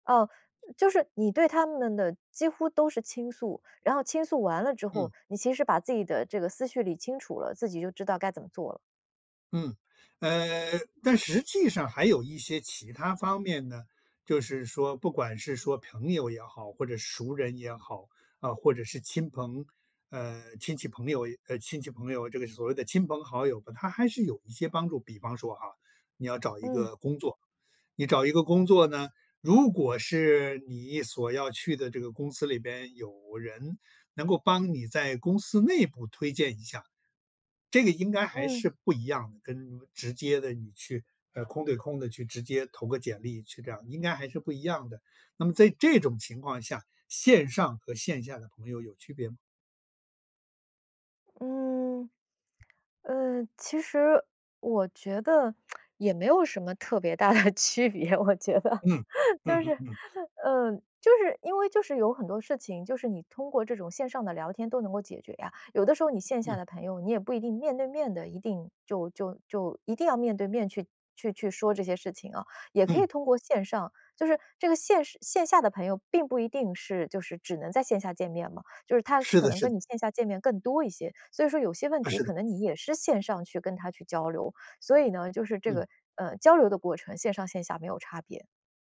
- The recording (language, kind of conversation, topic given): Chinese, podcast, 你怎么看线上朋友和线下朋友的区别？
- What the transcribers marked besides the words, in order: other background noise; lip smack; laughing while speaking: "区别，我觉得。就是"